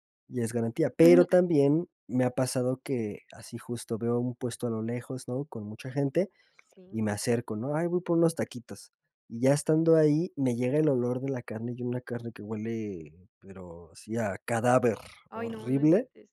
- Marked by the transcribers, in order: none
- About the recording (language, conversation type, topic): Spanish, podcast, ¿Qué te atrae de la comida callejera y por qué?